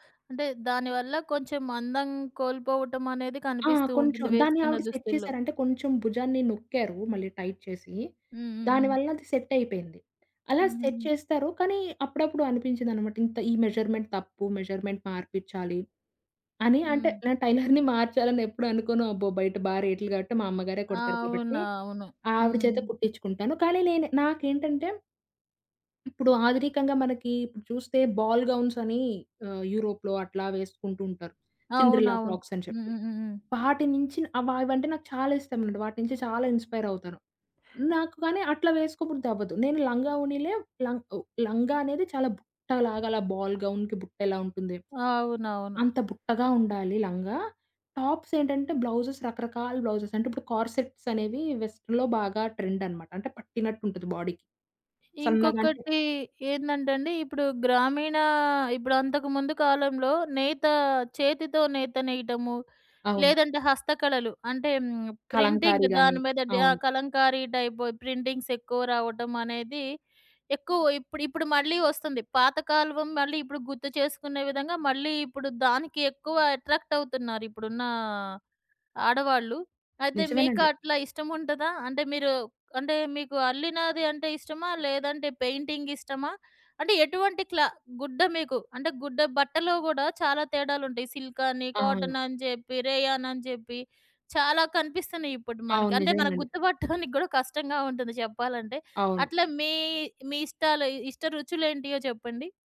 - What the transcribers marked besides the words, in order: in English: "సెట్"; in English: "టైట్"; in English: "సెట్"; in English: "మెజర్‌మెంట్"; in English: "మెజర్‌మెంట్"; in English: "టైలర్‌ని"; in English: "బాల్ గౌన్స్"; in English: "సిండ్రెల్లా"; in English: "ఇన్‌స్పైర్"; other background noise; in English: "బాల్"; in English: "బ్లౌజెస్"; in English: "బ్లౌజెస్"; in English: "కార్‌సెట్స్"; in English: "వెస్టర్న్‌లో"; in English: "బాడీకి"; in English: "ప్రింటింగ్"; in English: "టైప్"; chuckle
- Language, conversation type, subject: Telugu, podcast, సాంప్రదాయ దుస్తులను ఆధునిక శైలిలో మార్చుకుని ధరించడం గురించి మీ అభిప్రాయం ఏమిటి?